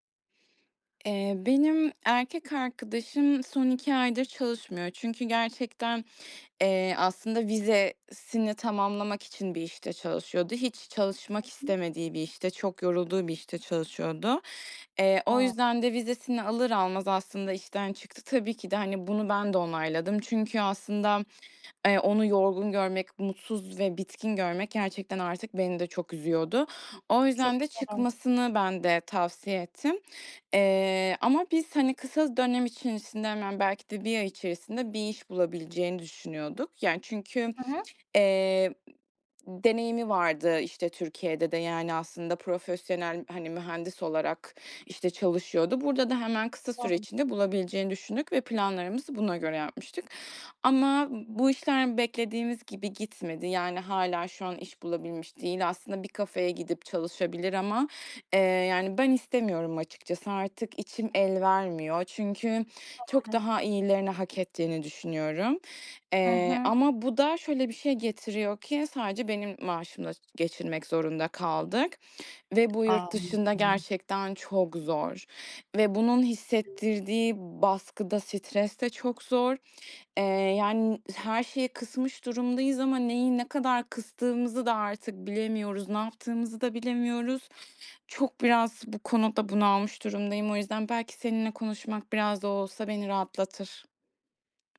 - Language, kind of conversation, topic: Turkish, advice, Geliriniz azaldığında harcamalarınızı kısmakta neden zorlanıyorsunuz?
- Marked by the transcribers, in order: unintelligible speech; unintelligible speech; tapping; other background noise